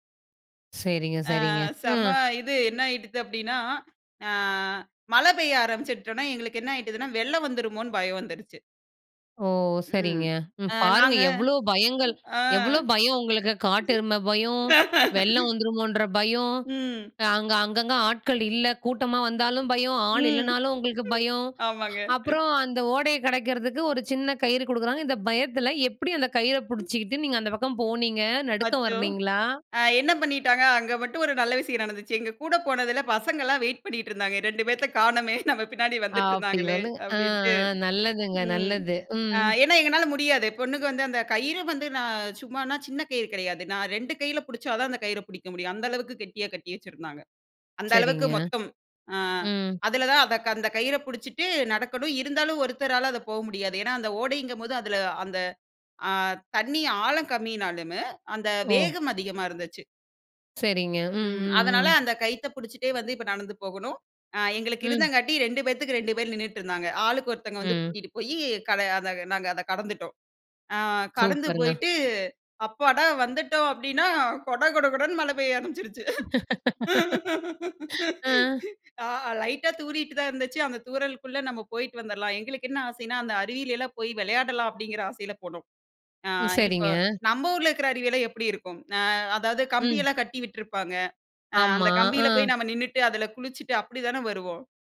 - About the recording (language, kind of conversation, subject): Tamil, podcast, மீண்டும் செல்ல விரும்பும் இயற்கை இடம் எது, ஏன் அதை மீண்டும் பார்க்க விரும்புகிறீர்கள்?
- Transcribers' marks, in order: drawn out: "அ"; afraid: "வெள்ளம் வந்துருமோன்னு பயம் வந்துடுச்சு"; laughing while speaking: "ஆ"; laugh; inhale; giggle; laughing while speaking: "ஆமாங்க"; anticipating: "அந்த கயிற புடிச்சிக்கிட்டு நீங்க அந்த பக்கம் போனிங்க? நடுக்கம் வர்லைங்களா?"; giggle; laughing while speaking: "அச்சோ!"; laughing while speaking: "ரெண்டு ரெண்டு பேத்த காணமே நம்ம பின்னாடி வந்துட்ருந்தாங்களே"; laughing while speaking: "கொட கொட கொடன்னு மழை பெய்ய ஆரம்பிச்சுருச்சு"; laugh; inhale; laugh